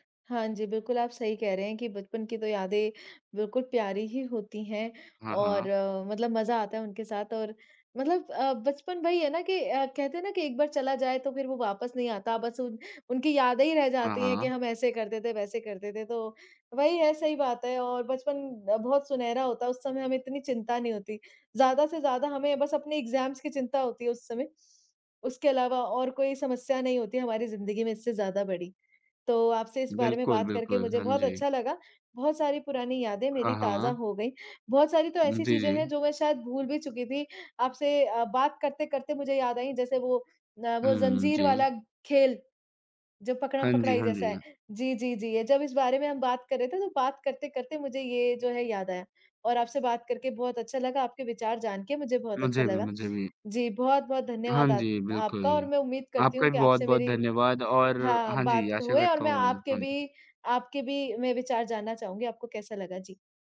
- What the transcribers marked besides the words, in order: in English: "एग्ज़ाम्स"
- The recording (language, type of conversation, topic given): Hindi, unstructured, आपकी सबसे प्यारी बचपन की याद कौन-सी है?